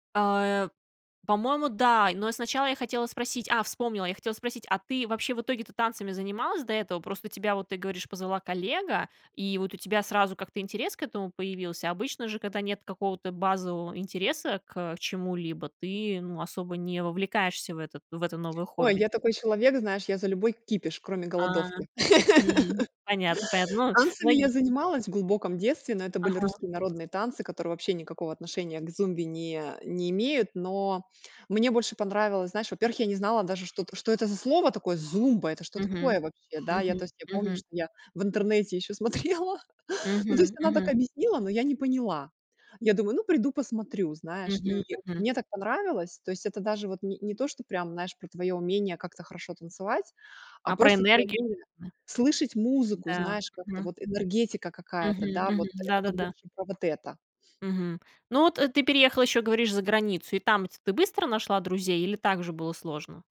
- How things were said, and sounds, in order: laugh; other background noise; laughing while speaking: "смотрела"; chuckle; unintelligible speech; tapping
- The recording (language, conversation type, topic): Russian, podcast, Как найти друзей после переезда или начала учёбы?